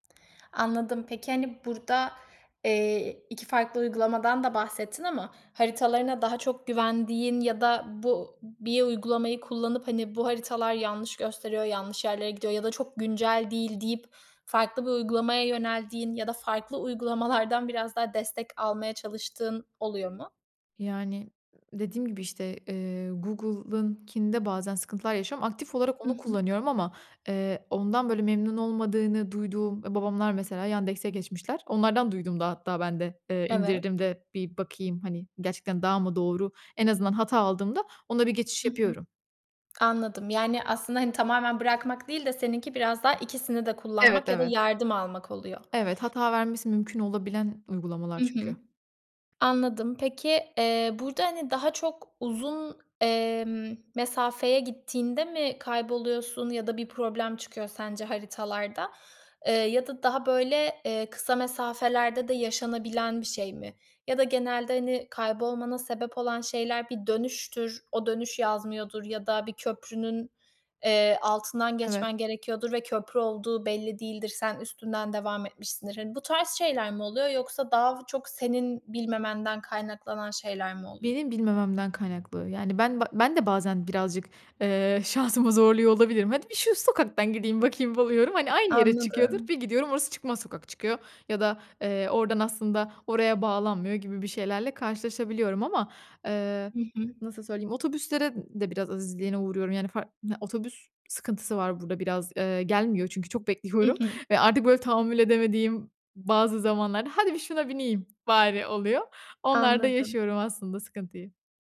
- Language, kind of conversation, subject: Turkish, podcast, Telefona güvendin de kaybolduğun oldu mu?
- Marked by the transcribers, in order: other background noise; other noise; tapping; laughing while speaking: "şansımı zorluyor olabilirim"; put-on voice: "Hadi bir şu sokaktan gideyim … çıkıyordur. Bir gidiyorum"; put-on voice: "Hadi bir şuna bineyim bari"